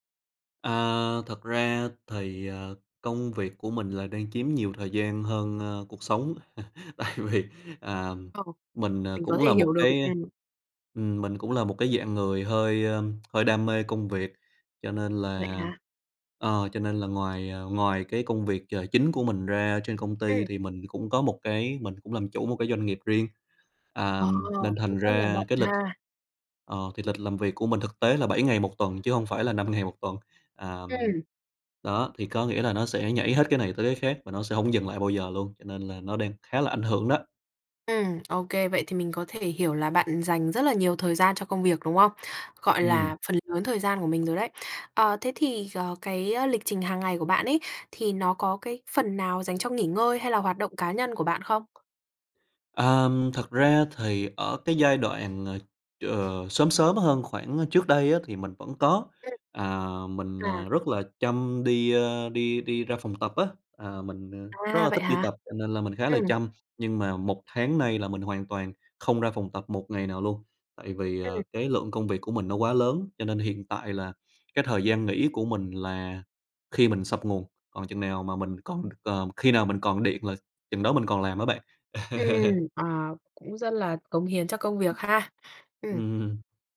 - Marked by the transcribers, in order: other background noise; chuckle; laughing while speaking: "Tại vì"; unintelligible speech; tsk; tapping; laugh
- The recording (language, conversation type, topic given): Vietnamese, advice, Bạn đang căng thẳng như thế nào vì thiếu thời gian, áp lực công việc và việc cân bằng giữa công việc với cuộc sống?